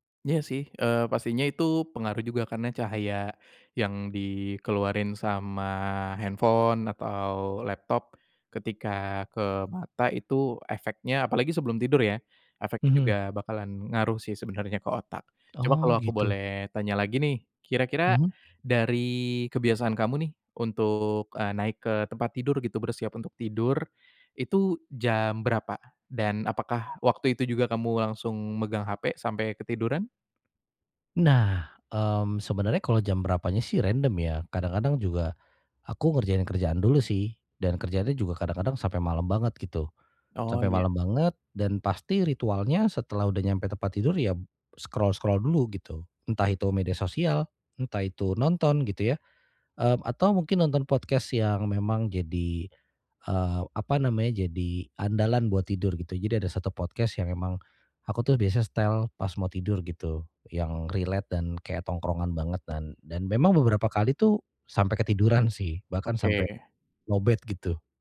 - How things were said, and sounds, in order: in English: "scroll-scroll"; in English: "podcast"; in English: "podcast"; in English: "relate"; in English: "low batt"
- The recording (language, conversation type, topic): Indonesian, advice, Bagaimana cara tidur lebih nyenyak tanpa layar meski saya terbiasa memakai gawai di malam hari?
- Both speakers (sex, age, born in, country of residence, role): male, 25-29, Indonesia, Indonesia, advisor; male, 35-39, Indonesia, Indonesia, user